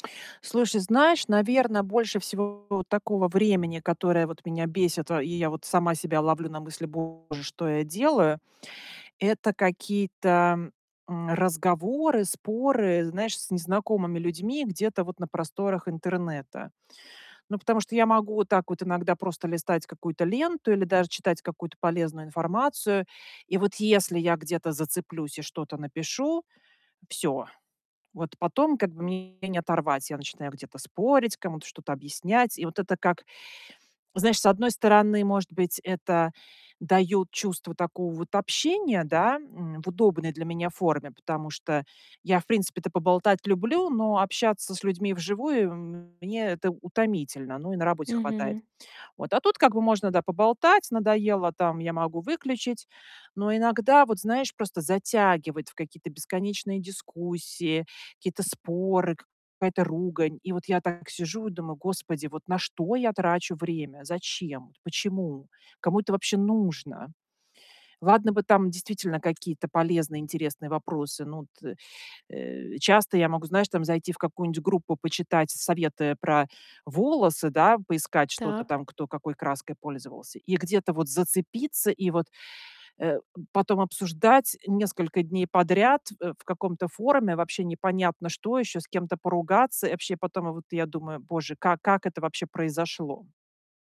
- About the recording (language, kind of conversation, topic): Russian, advice, Как и почему вы чаще всего теряете время в соцсетях и за телефоном?
- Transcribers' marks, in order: distorted speech